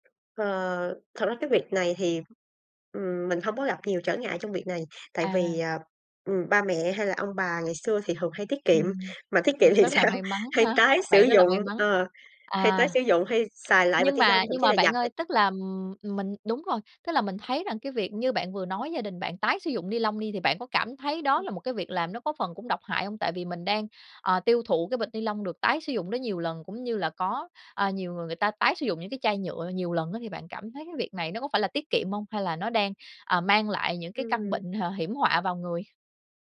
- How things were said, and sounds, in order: other background noise; laughing while speaking: "thì sao?"
- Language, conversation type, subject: Vietnamese, podcast, Bạn có những mẹo nào để giảm rác thải nhựa trong sinh hoạt hằng ngày không?